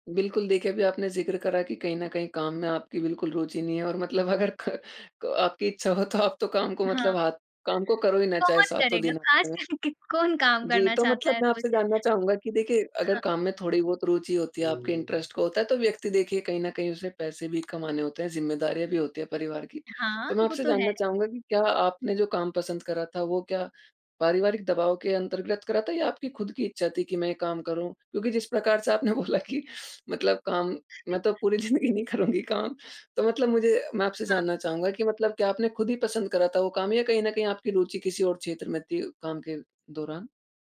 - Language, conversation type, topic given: Hindi, podcast, सप्ताहांत पर आप पूरी तरह काम से दूर कैसे रहते हैं?
- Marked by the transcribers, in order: laughing while speaking: "अगर क आपकी इच्छा हो"; other background noise; laughing while speaking: "कर के"; in English: "इंटरेस्ट"; tapping; laughing while speaking: "बोला कि"; chuckle; laughing while speaking: "ज़िंदगी नहीं करुँगी काम"